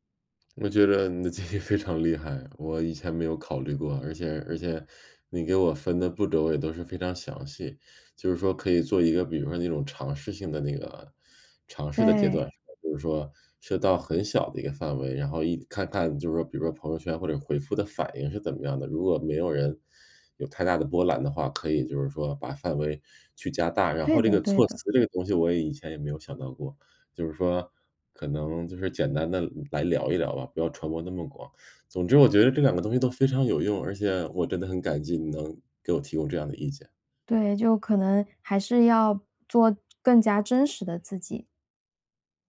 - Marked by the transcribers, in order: laughing while speaking: "你的建议"
- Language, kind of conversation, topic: Chinese, advice, 我该如何在社交媒体上既保持真实又让人喜欢？